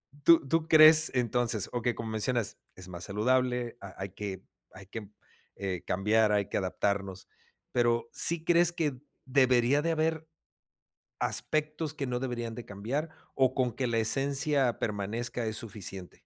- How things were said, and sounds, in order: none
- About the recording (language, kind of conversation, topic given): Spanish, podcast, ¿Cómo cambian las fiestas con las nuevas generaciones?